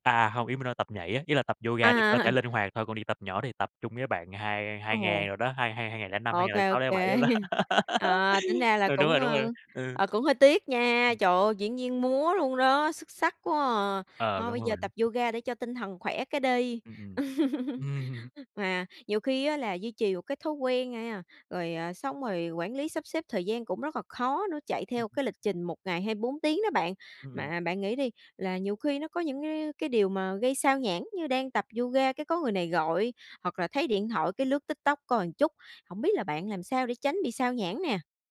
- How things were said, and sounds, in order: laughing while speaking: "À"; chuckle; laugh; other background noise; chuckle; tapping
- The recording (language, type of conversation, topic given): Vietnamese, podcast, Bạn quản lý thời gian như thế nào để duy trì thói quen?